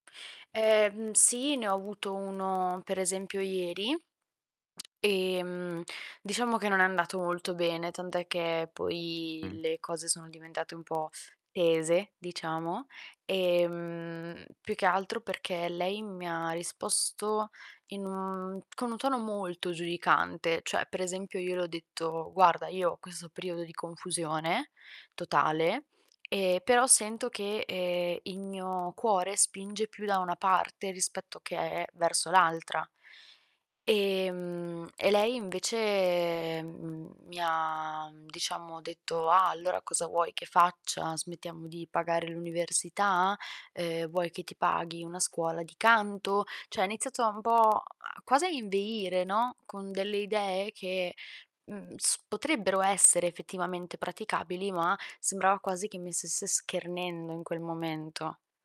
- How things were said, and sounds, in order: distorted speech; tapping; teeth sucking; drawn out: "Ehm"; "Cioè" said as "ceh"
- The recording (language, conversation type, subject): Italian, advice, Come giudica la tua famiglia le tue scelte di vita?
- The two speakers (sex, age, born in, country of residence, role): female, 20-24, Italy, Italy, user; male, 40-44, Italy, Italy, advisor